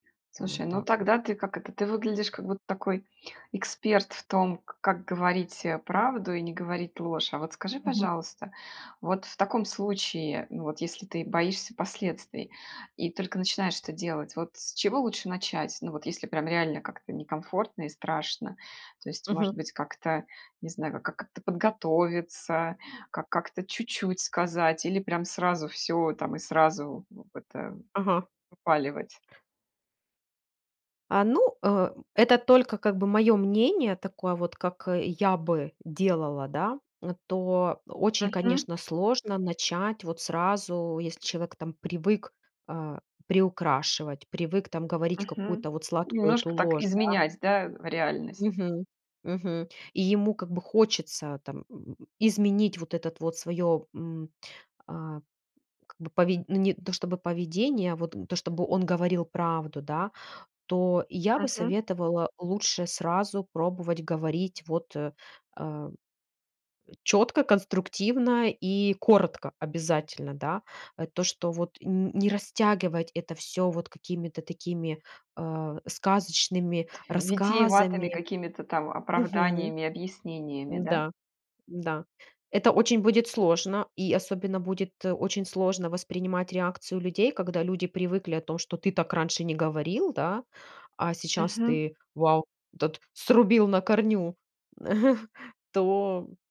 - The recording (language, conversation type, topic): Russian, podcast, Как говорить правду, если вы действительно боитесь последствий?
- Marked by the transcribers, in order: chuckle